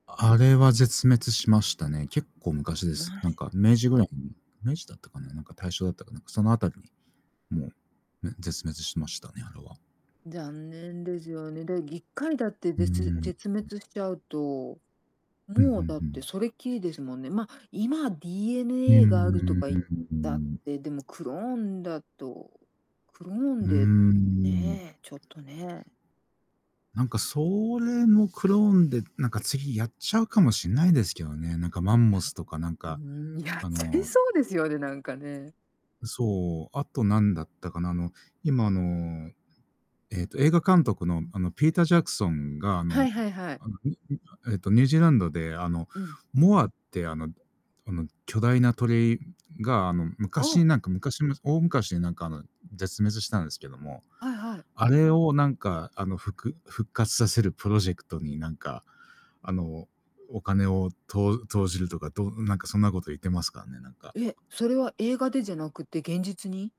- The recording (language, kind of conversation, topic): Japanese, unstructured, 動物の絶滅は私たちの生活にどのように関係していますか？
- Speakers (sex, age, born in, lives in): female, 50-54, Japan, United States; male, 40-44, Japan, Japan
- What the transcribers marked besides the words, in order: distorted speech; unintelligible speech; laughing while speaking: "やっちゃいそう"; unintelligible speech; unintelligible speech